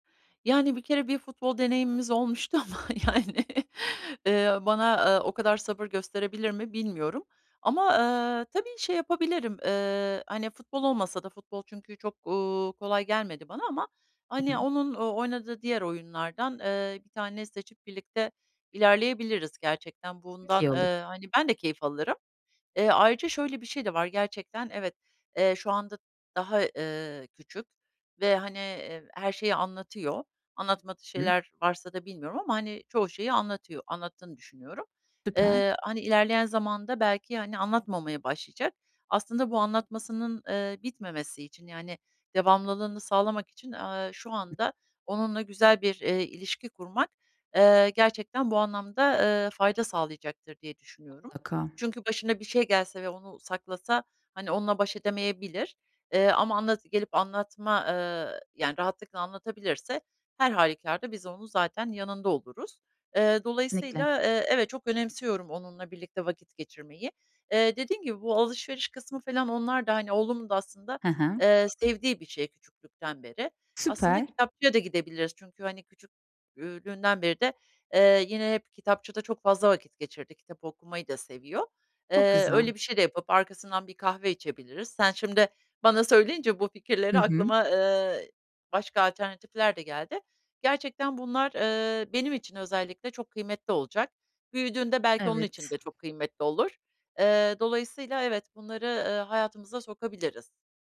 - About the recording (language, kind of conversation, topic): Turkish, advice, Sürekli öğrenme ve uyum sağlama
- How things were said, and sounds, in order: other background noise; laughing while speaking: "ama, yani"; chuckle; other noise; "falan" said as "felan"